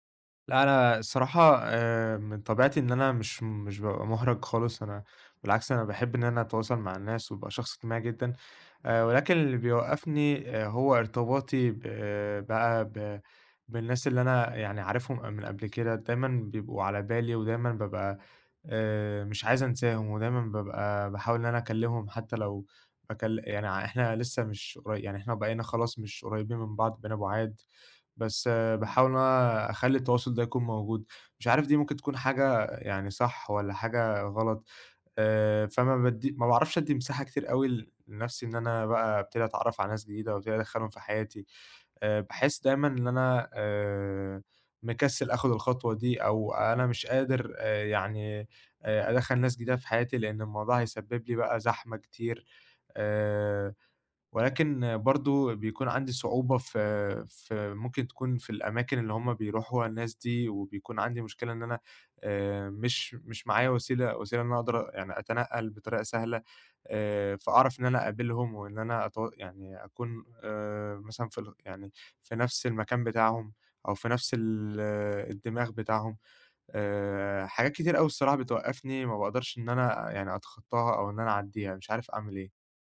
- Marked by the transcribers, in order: tapping
- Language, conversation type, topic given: Arabic, advice, إزاي أوسّع دايرة صحابي بعد ما نقلت لمدينة جديدة؟